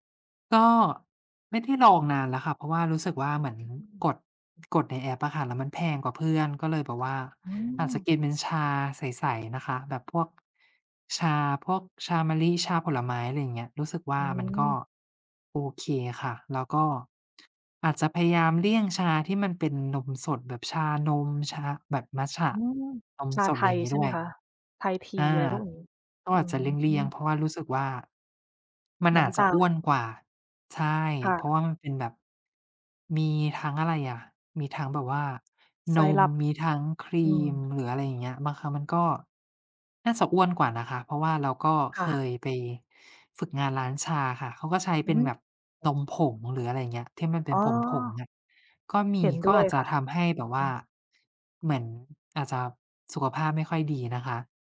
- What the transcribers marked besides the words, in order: other background noise
- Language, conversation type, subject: Thai, unstructured, คุณเริ่มต้นวันใหม่ด้วยกิจวัตรอะไรบ้าง?